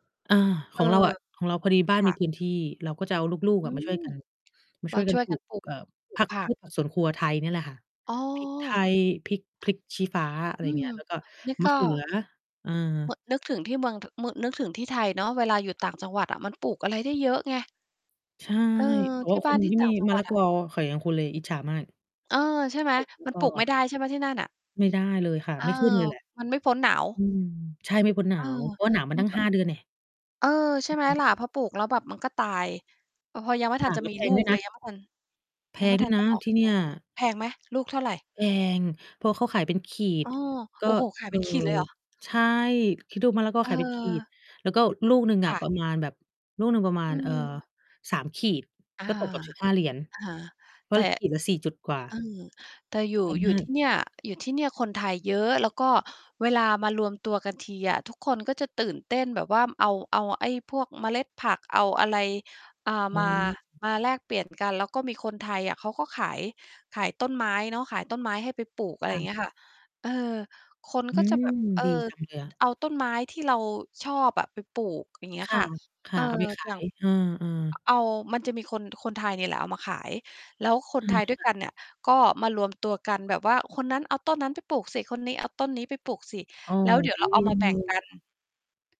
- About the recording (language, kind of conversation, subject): Thai, unstructured, คุณคิดว่าการปลูกต้นไม้ส่งผลดีต่อชุมชนอย่างไร?
- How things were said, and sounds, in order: tapping; distorted speech; other background noise